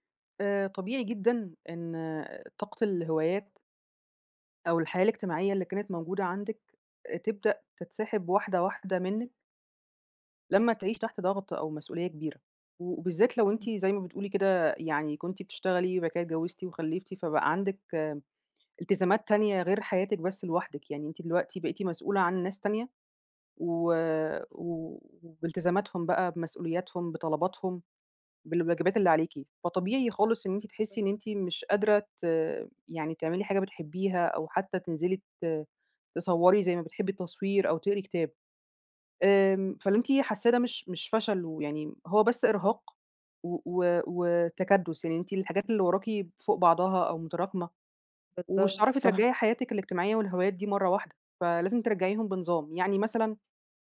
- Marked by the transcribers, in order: unintelligible speech
- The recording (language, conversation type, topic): Arabic, advice, ازاي أرجّع طاقتي للهوايات ولحياتي الاجتماعية؟